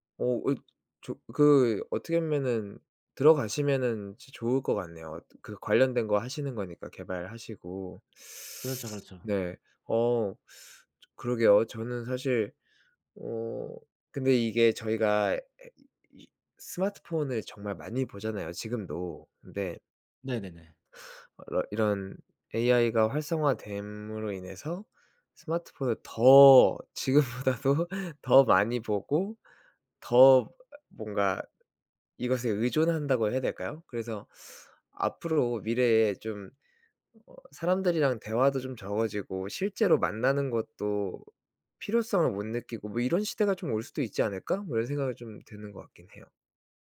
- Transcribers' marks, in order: tapping; teeth sucking; laughing while speaking: "지금 보다도"; teeth sucking
- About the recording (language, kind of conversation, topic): Korean, unstructured, 미래에 어떤 모습으로 살고 싶나요?